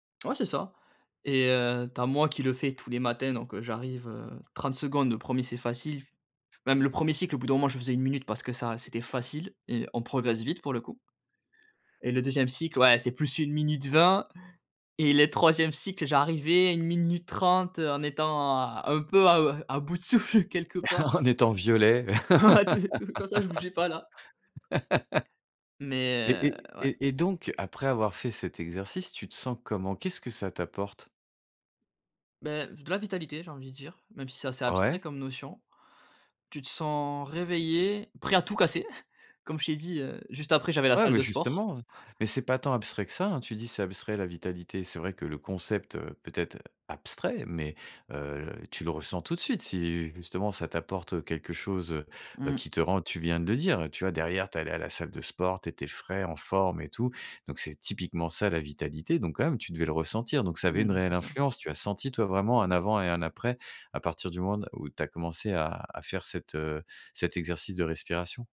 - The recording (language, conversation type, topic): French, podcast, Quels exercices de respiration pratiques-tu, et pourquoi ?
- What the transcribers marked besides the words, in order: laugh; chuckle